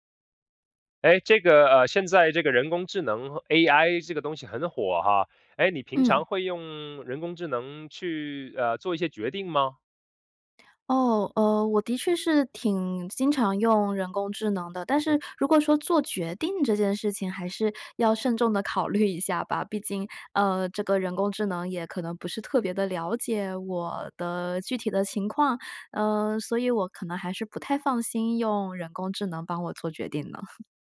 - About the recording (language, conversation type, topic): Chinese, podcast, 你怎么看人工智能帮我们做决定这件事？
- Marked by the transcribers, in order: laughing while speaking: "一下吧"; chuckle